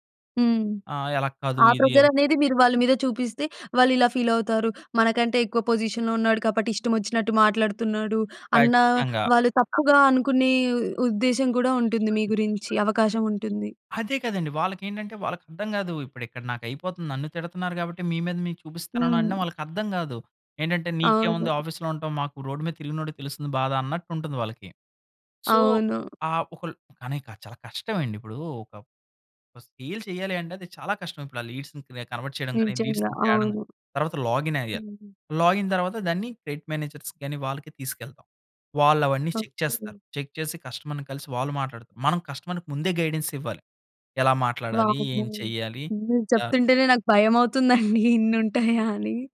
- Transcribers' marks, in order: in English: "ఫీల్"; in English: "పొజిషన్‌లో"; other background noise; in English: "ఆఫీస్‌లో"; in English: "సో"; in English: "సేల్"; in English: "లీడ్స్‌ని కన్వర్ట్"; in English: "లీడ్స్"; in English: "లాగిన్"; in English: "లాగిన్"; in English: "క్రెడిట్ మేనేజర్స్"; in English: "చెక్"; in English: "చెక్"; in English: "కస్టమర్‍ని"; in English: "కస్టమర్‍కి"; in English: "గైడెన్స్"; laughing while speaking: "భయమవుతుందండి ఇన్ని ఉంటాయా అని"
- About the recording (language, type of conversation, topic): Telugu, podcast, ఒత్తిడిని తగ్గించుకోవడానికి మీరు సాధారణంగా ఏ మార్గాలు అనుసరిస్తారు?